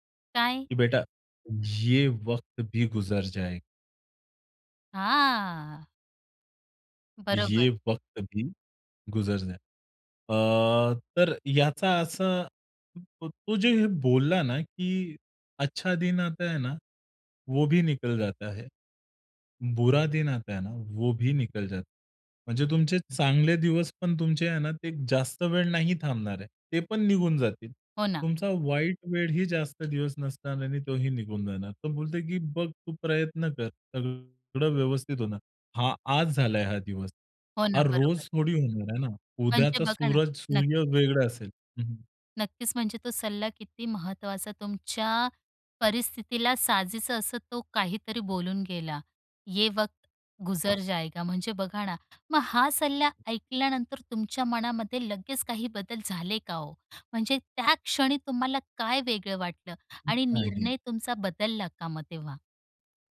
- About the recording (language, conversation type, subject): Marathi, podcast, रस्त्यावरील एखाद्या अपरिचिताने तुम्हाला दिलेला सल्ला तुम्हाला आठवतो का?
- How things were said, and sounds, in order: in Hindi: "बेटा, ये वक्त भी गुजर जाएगा"; drawn out: "हां"; in Hindi: "ये वक्त भी गुजर जाय"; in Hindi: "अच्छा दिन आता है ना … निकल जाता है"; other background noise; in Hindi: "सूरज"; in Hindi: "ये वक्त गुजर जायगा"; unintelligible speech